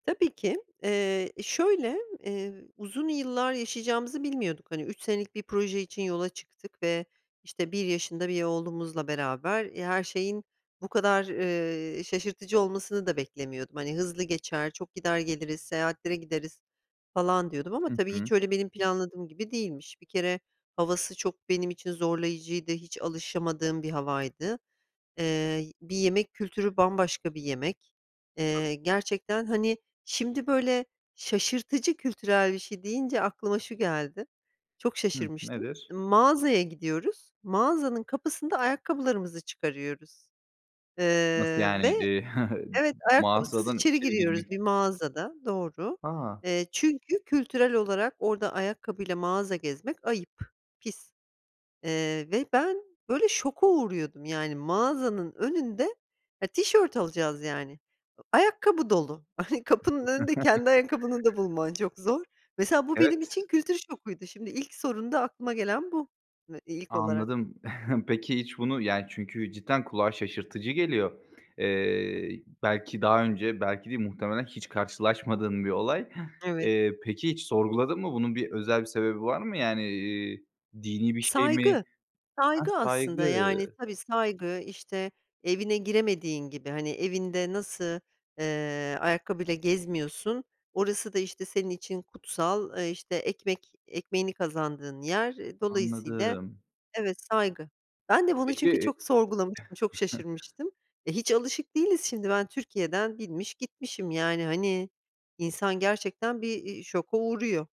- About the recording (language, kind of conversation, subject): Turkish, podcast, Seyahatlerinde karşılaştığın en şaşırtıcı kültürel alışkanlık neydi, anlatır mısın?
- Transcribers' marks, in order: chuckle; scoff; chuckle; other background noise; unintelligible speech; chuckle; chuckle; "Şimdi" said as "şindi"